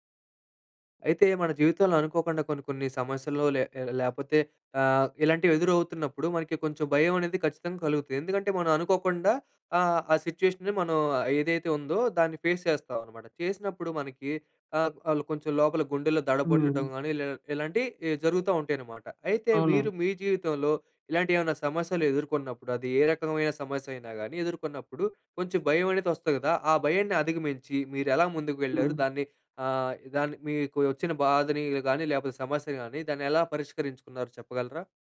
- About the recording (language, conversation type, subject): Telugu, podcast, భయాన్ని అధిగమించి ముందుకు ఎలా వెళ్లావు?
- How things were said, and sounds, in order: in English: "సిట్యుయేషన్‌ని"; in English: "ఫేస్"